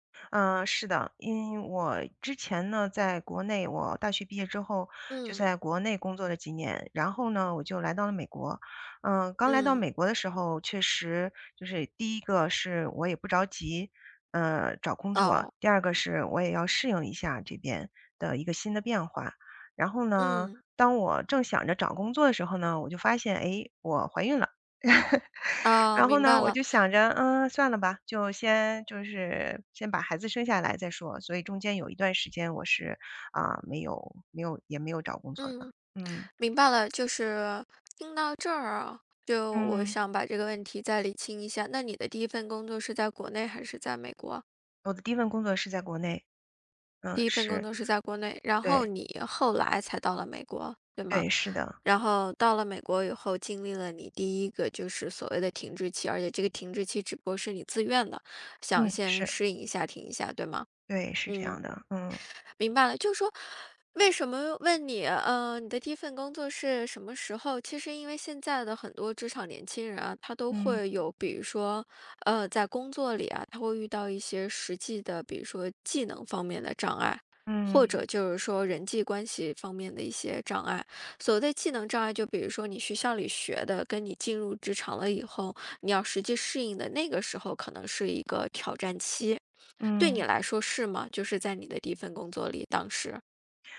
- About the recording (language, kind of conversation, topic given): Chinese, podcast, 你第一份工作对你产生了哪些影响？
- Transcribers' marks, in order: laugh